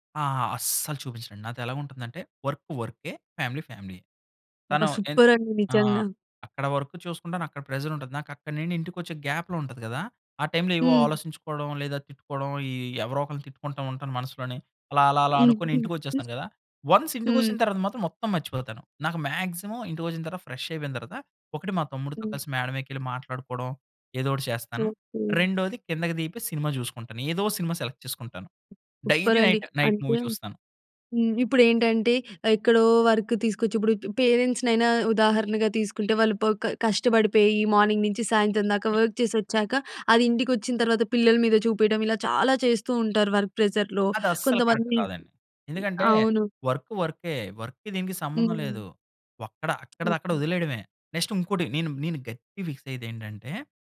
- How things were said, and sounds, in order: in English: "వర్క్"; in English: "ఫ్యామిలీ"; in English: "వర్క్"; in English: "సూపర్"; in English: "ప్రెషర్"; in English: "గ్యాప్‌లో"; chuckle; in English: "వన్స్"; in English: "మ్యాక్సిమమ్"; in English: "ఫ్రెష్"; in English: "సెలెక్ట్"; tapping; in English: "సూపర్"; in English: "డైలీ నైట్ నైట్ మూవీ"; in English: "వర్క్"; in English: "మార్నింగ్"; other noise; in English: "వర్క్"; in English: "వర్క్ ప్రెషర్‌లో"; in English: "కరెక్ట్"; in English: "వర్క్"; in English: "వర్క్‌కి"; in English: "నెక్స్ట్"; in English: "ఫిక్స్"
- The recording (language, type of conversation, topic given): Telugu, podcast, ఒత్తిడిని తగ్గించుకోవడానికి మీరు సాధారణంగా ఏ మార్గాలు అనుసరిస్తారు?